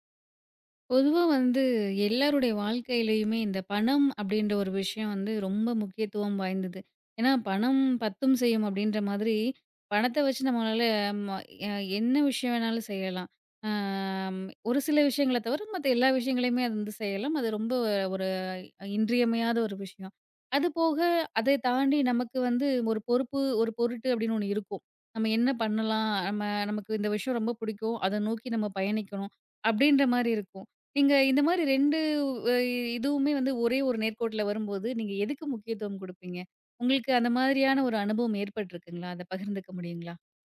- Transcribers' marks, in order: none
- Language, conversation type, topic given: Tamil, podcast, பணம் அல்லது வாழ்க்கையின் அர்த்தம்—உங்களுக்கு எது முக்கியம்?